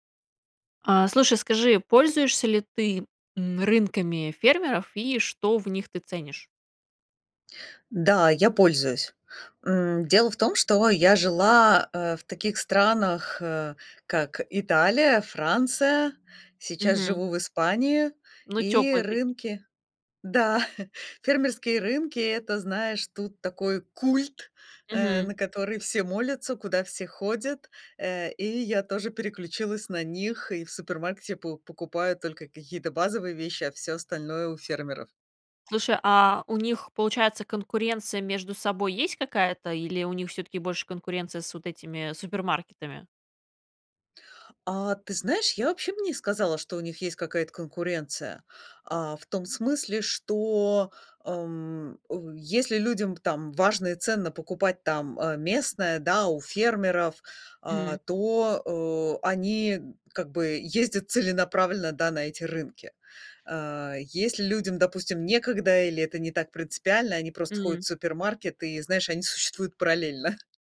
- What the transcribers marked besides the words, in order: chuckle; stressed: "культ"
- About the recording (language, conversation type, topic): Russian, podcast, Пользуетесь ли вы фермерскими рынками и что вы в них цените?